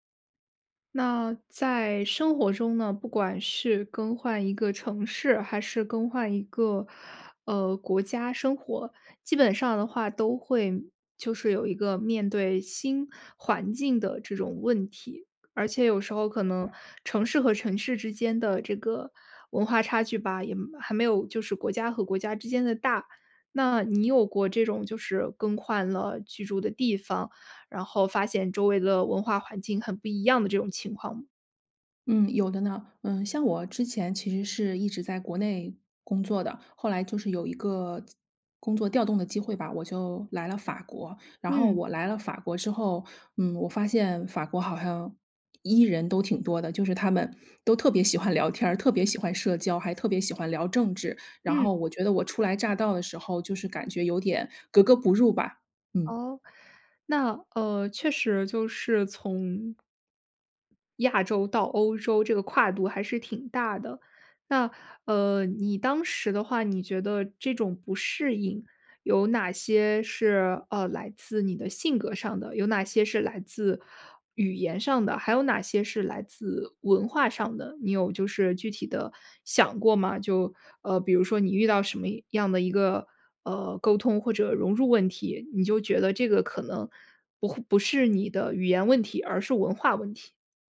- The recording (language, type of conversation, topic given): Chinese, podcast, 你如何在适应新文化的同时保持自我？
- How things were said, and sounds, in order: other background noise; "像" said as "hiang"; joyful: "特别喜欢聊天儿"